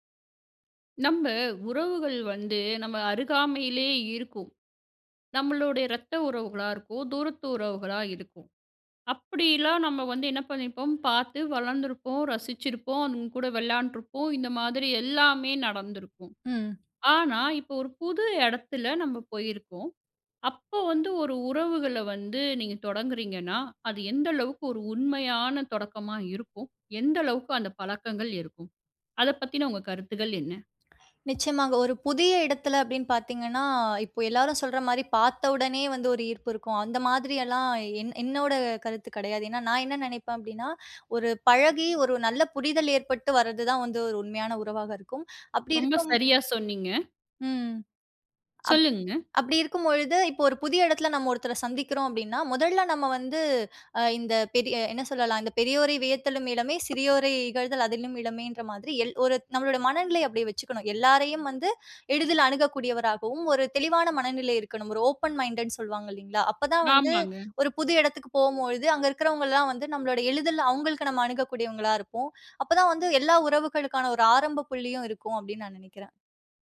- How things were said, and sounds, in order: other background noise; other noise; background speech
- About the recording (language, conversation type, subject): Tamil, podcast, புதிய இடத்தில் உண்மையான உறவுகளை எப்படிச் தொடங்கினீர்கள்?